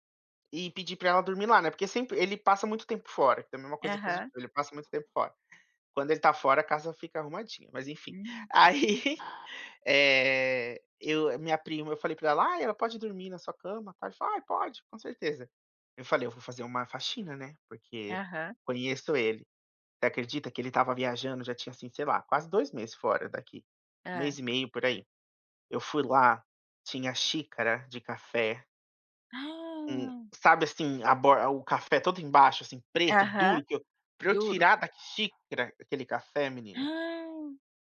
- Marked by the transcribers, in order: tapping; laughing while speaking: "Aí"; gasp; other background noise; gasp
- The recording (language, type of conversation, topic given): Portuguese, podcast, Como falar sobre tarefas domésticas sem brigar?